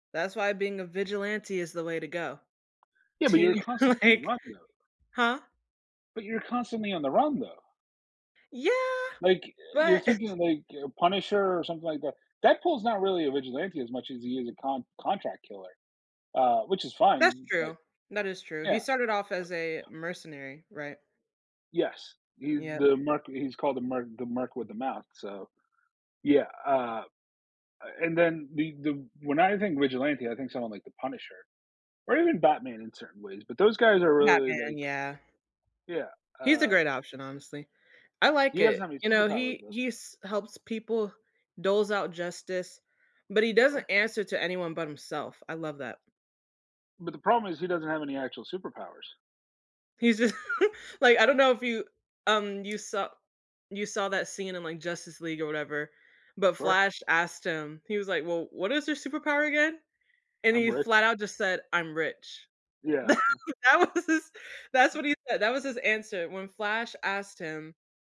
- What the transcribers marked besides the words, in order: tapping; laughing while speaking: "you, like"; other background noise; chuckle; laughing while speaking: "just"; chuckle; laughing while speaking: "Tha that was his his"
- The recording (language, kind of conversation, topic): English, unstructured, What do our choices of superpowers reveal about our values and desires?
- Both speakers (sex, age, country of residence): female, 20-24, United States; male, 35-39, United States